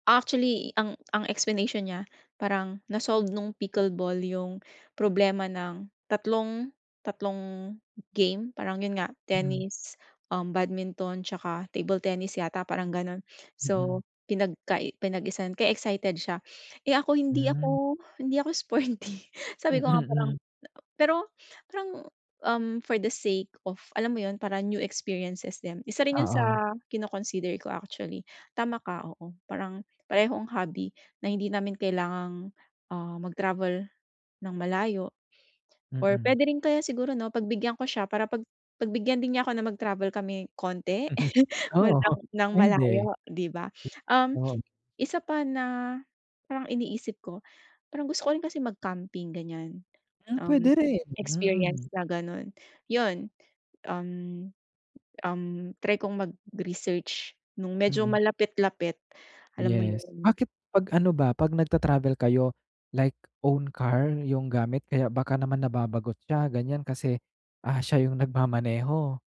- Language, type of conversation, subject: Filipino, advice, Paano ko mas mabibigyang-halaga ang mga karanasan kaysa sa mga materyal na bagay?
- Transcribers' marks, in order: laughing while speaking: "sporty"; chuckle; chuckle